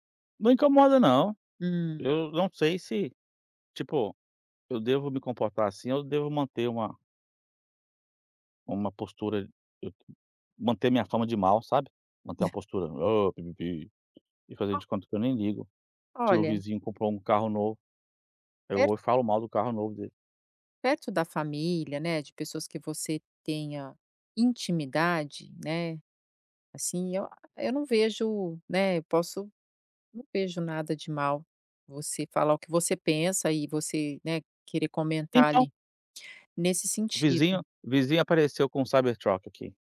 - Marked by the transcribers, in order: other background noise; unintelligible speech; tapping; put-on voice: "Ô, pi, pi, pi"; in English: "Cybertruck"
- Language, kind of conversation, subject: Portuguese, advice, Como posso superar o medo de mostrar interesses não convencionais?